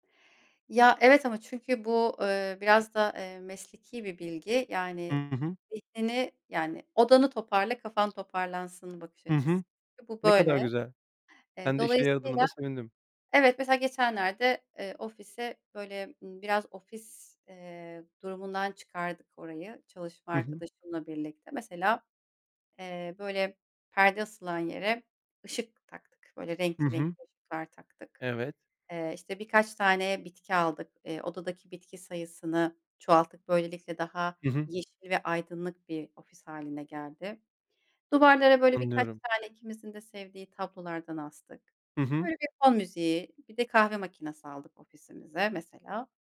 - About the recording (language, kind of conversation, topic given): Turkish, podcast, İş ve özel hayat dengesini nasıl kuruyorsun?
- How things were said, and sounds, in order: other background noise